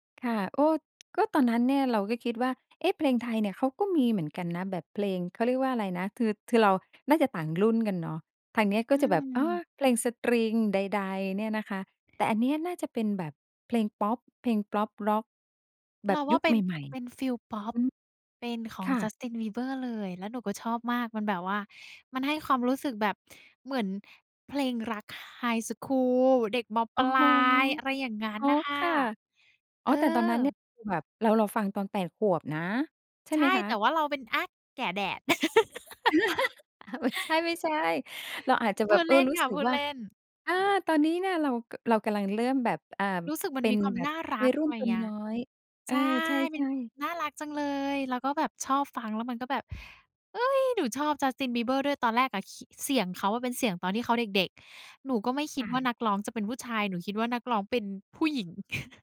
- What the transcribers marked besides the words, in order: other background noise; "พอปร็อก" said as "พรอปร็อก"; in English: "ไฮสกูล"; laugh; laughing while speaking: "อา"; laugh; tapping; chuckle
- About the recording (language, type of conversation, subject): Thai, podcast, เพลงไทยหรือเพลงต่างประเทศ เพลงไหนสะท้อนความเป็นตัวคุณมากกว่ากัน?